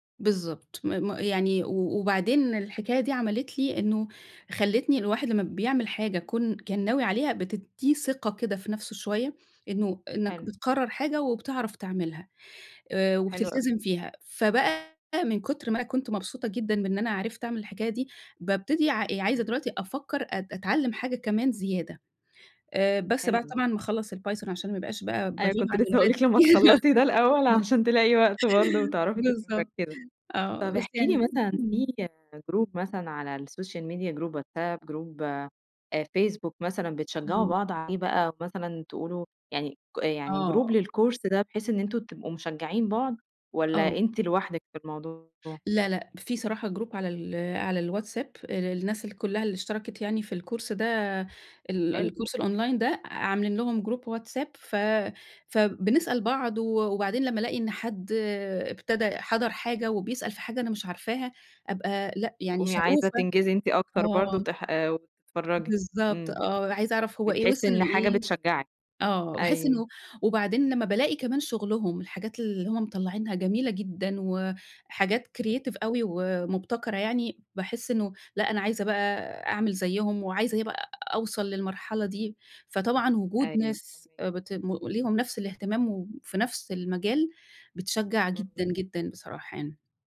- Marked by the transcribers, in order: other background noise; laughing while speaking: "هاقول لِك لمّا تخلّصي ده … وتعرفي تبقي مركِّزة"; in English: "الPython"; chuckle; laugh; laughing while speaking: "بالضبط"; chuckle; in English: "Group"; in English: "الSocial Media Group"; in English: "Group"; in English: "group للcourse"; in English: "Group"; in English: "الcourse"; in English: "الكورس الأونلاين"; in English: "Group"; in English: "creative"
- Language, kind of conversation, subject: Arabic, podcast, هل فيه طرق بسيطة أتمرّن بيها كل يوم على مهارة جديدة؟